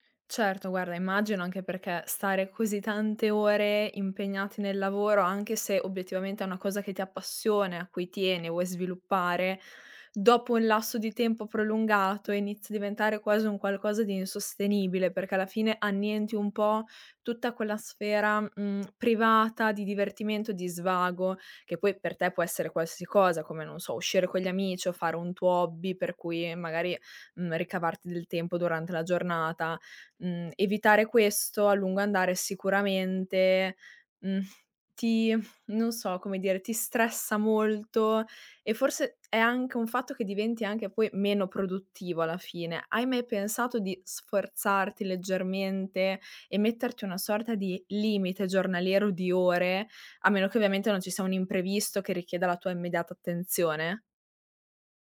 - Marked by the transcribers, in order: "qualsiasi" said as "qualsisi"
- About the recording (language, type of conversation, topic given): Italian, advice, Come posso gestire l’esaurimento e lo stress da lavoro in una start-up senza pause?